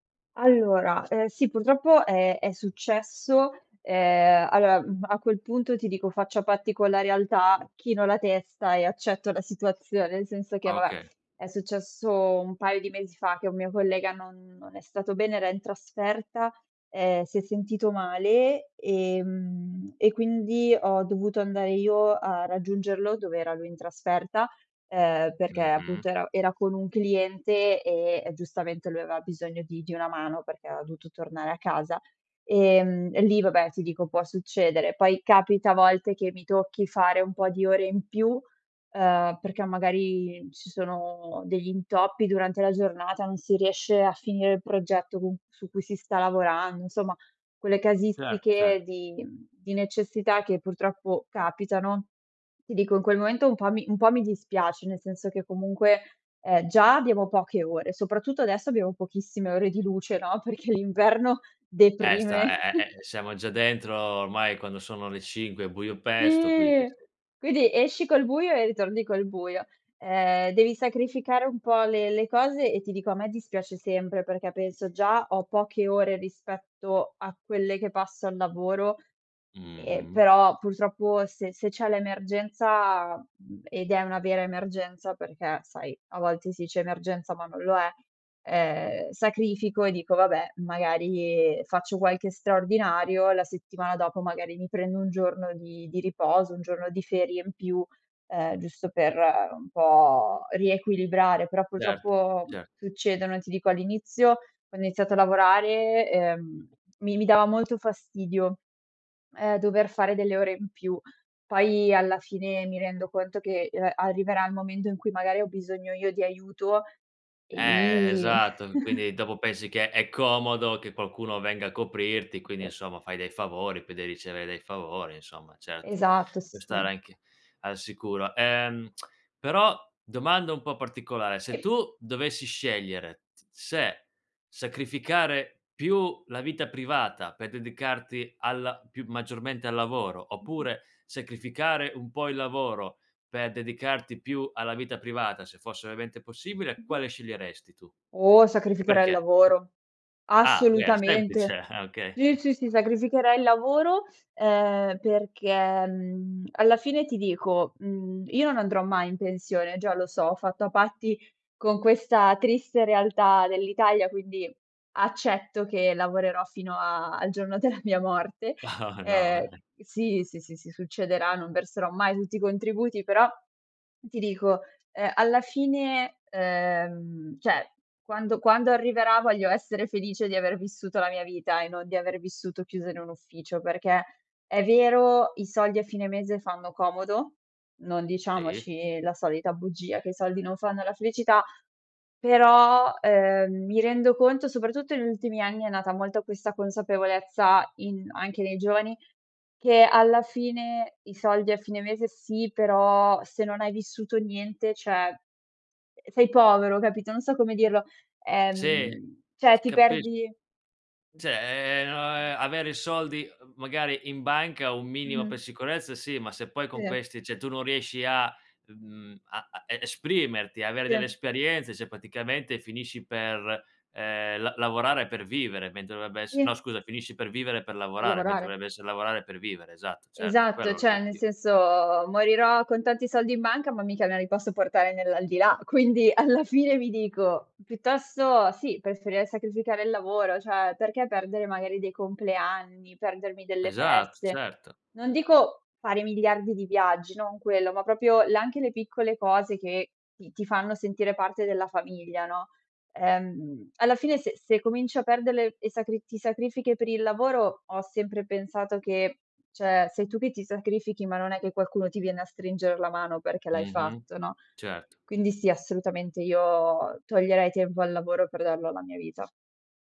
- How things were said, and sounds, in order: other background noise; tapping; "dovuto" said as "duto"; laughing while speaking: "perché"; chuckle; drawn out: "Sì"; alarm; "dice" said as "ice"; "momento" said as "momendo"; chuckle; tongue click; chuckle; laughing while speaking: "della mia"; chuckle; laughing while speaking: "No, no"; "cioè" said as "ceh"; "cioè" said as "ceh"; "Cioè" said as "ceh"; "cioè" said as "ceh"; "cioè" said as "ceh"; "cioè" said as "ceh"; "praticamente" said as "paticamente"; "cioè" said as "ceh"; laughing while speaking: "quindi alla fine"; "cioè" said as "ceh"
- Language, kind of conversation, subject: Italian, podcast, Com'è per te l'equilibrio tra vita privata e lavoro?